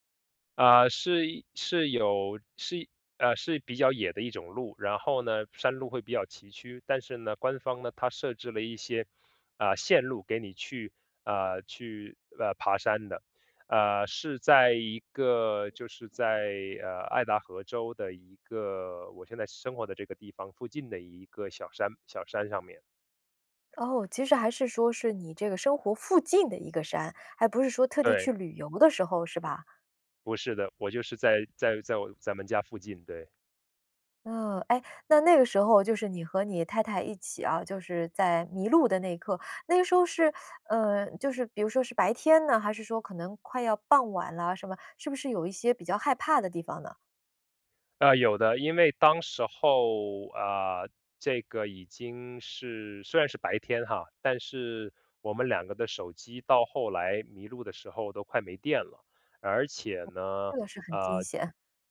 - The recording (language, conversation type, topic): Chinese, podcast, 你最难忘的一次迷路经历是什么？
- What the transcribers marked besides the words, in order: stressed: "附近"; teeth sucking; other background noise